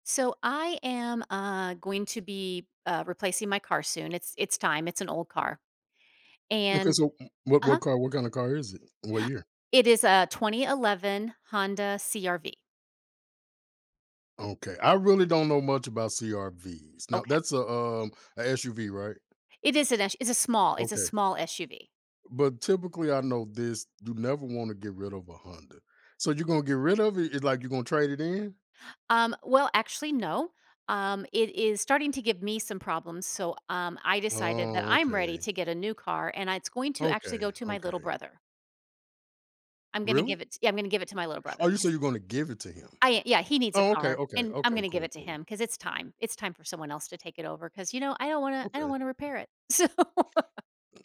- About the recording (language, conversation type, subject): English, advice, How can I make a confident choice when I'm unsure about a major decision?
- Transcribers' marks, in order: "it's" said as "aits"; laughing while speaking: "So"